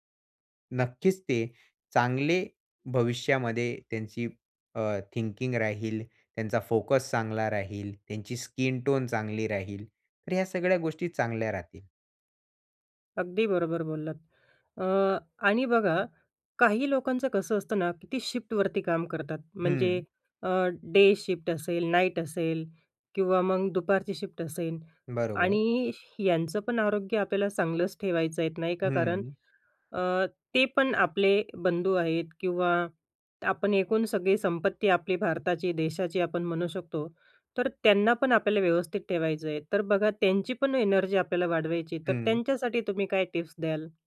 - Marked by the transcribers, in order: in English: "थिंकिंग"; in English: "स्किन टोन"; tapping; in English: "डे शिफ्ट"
- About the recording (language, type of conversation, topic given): Marathi, podcast, सकाळी ऊर्जा वाढवण्यासाठी तुमची दिनचर्या काय आहे?